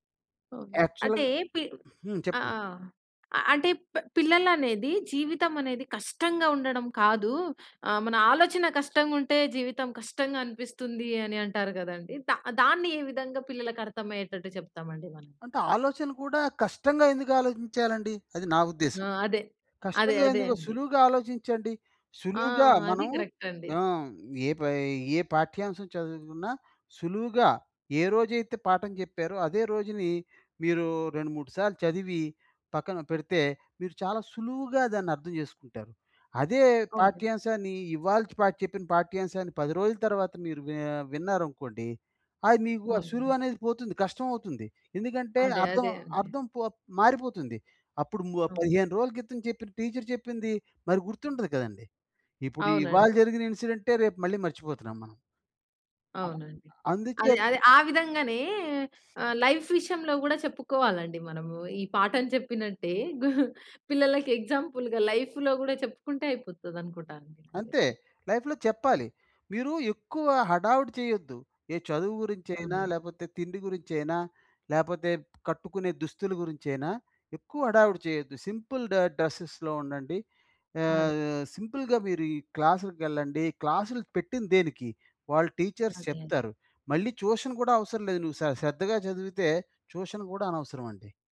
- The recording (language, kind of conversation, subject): Telugu, podcast, పిల్లలకు అర్థమయ్యేలా సరళ జీవనశైలి గురించి ఎలా వివరించాలి?
- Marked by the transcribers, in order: in English: "యాక్చువల్"; stressed: "కష్టంగా"; in English: "కరెక్ట్"; in English: "టీచ్చర్"; in English: "లైఫ్"; chuckle; in English: "ఎగ్జాంపుల్‌గా లైఫ్‌లో"; in English: "లైఫ్‌లో"; in English: "సింపుల్"; in English: "డ్రెస్సెస్‌లో"; in English: "సింపుల్‌గా"; in English: "టీచర్స్"; in English: "ట్యూషన్"; in English: "ట్యూషన్"